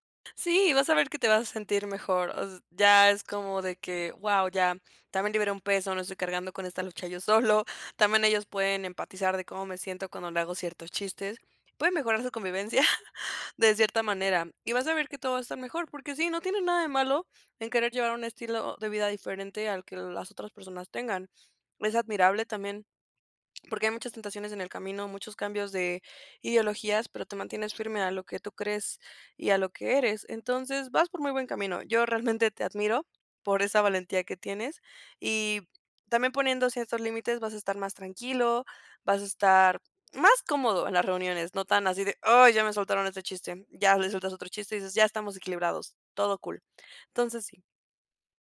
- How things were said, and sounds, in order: tapping; chuckle; chuckle
- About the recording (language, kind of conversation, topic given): Spanish, advice, ¿Cómo puedo mantener mis valores cuando otras personas me presionan para actuar en contra de mis convicciones?